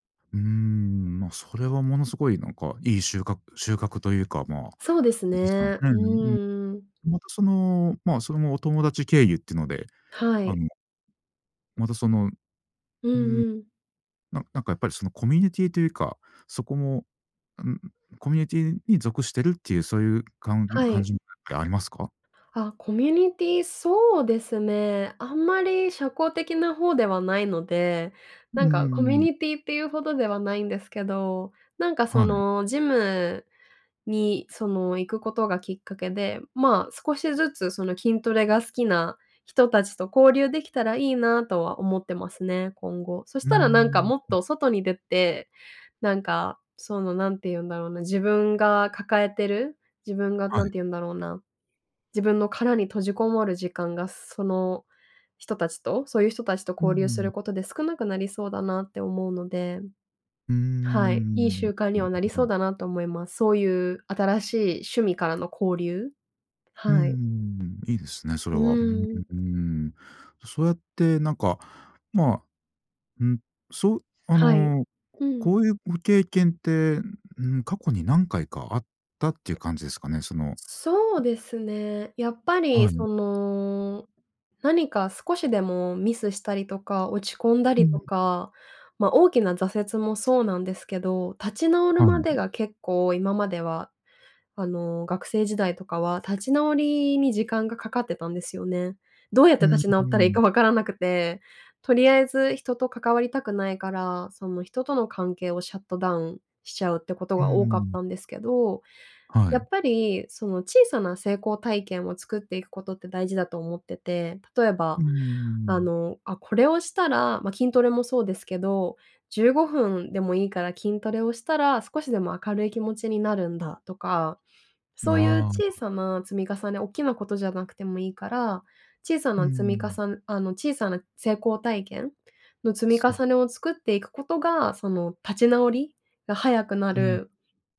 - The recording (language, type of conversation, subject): Japanese, podcast, 挫折から立ち直るとき、何をしましたか？
- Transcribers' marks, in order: tapping; other background noise